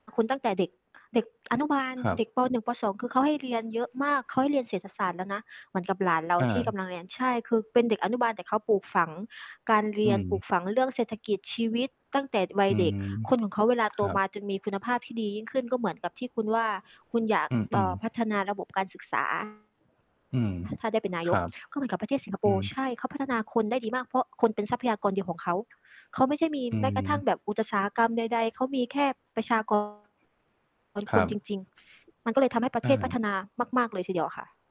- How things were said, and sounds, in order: static; mechanical hum; distorted speech; other background noise; tapping
- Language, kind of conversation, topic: Thai, unstructured, ถ้าคุณได้เป็นนายกรัฐมนตรี คุณจะเริ่มเปลี่ยนแปลงเรื่องอะไรก่อนเป็นอย่างแรก?